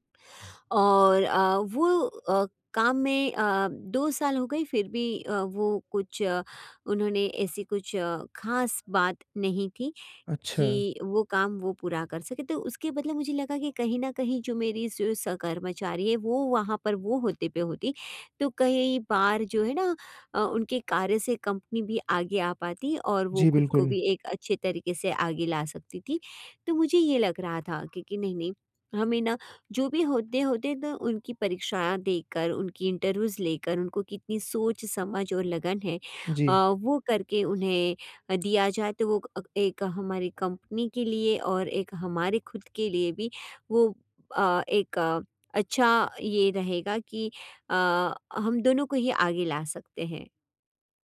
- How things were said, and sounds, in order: in English: "इंटरव्यूज़"; tapping
- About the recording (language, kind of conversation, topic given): Hindi, advice, हम अपने विचार खुलकर कैसे साझा कर सकते हैं?